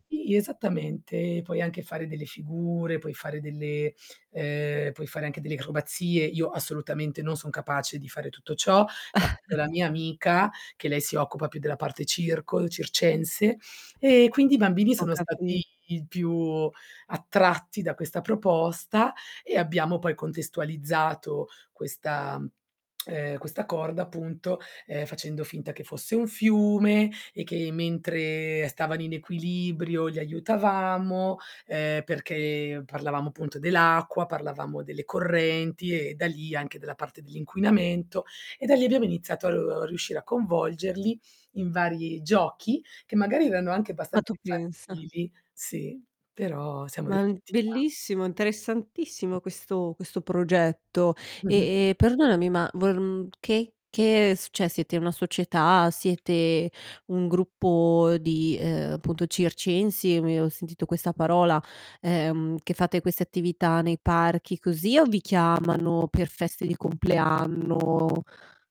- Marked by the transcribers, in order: distorted speech; drawn out: "ehm"; chuckle; other background noise; tsk; tapping; "cioè" said as "ceh"
- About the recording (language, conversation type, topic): Italian, podcast, Raccontami di una volta in cui il piano A è saltato e hai dovuto improvvisare.